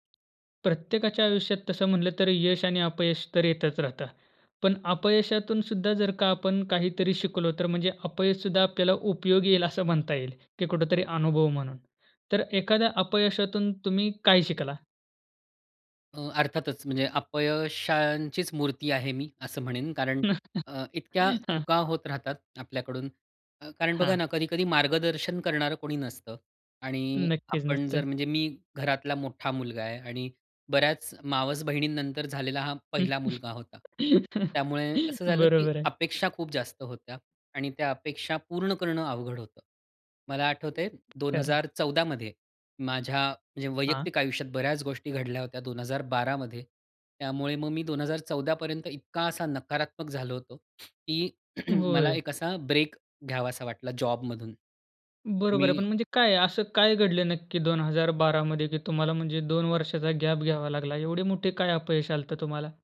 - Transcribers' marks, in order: tapping; chuckle; other background noise; chuckle; throat clearing; in English: "ब्रेक"; in English: "जॉबमधून"
- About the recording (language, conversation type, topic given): Marathi, podcast, एखाद्या अपयशातून तुला काय शिकायला मिळालं?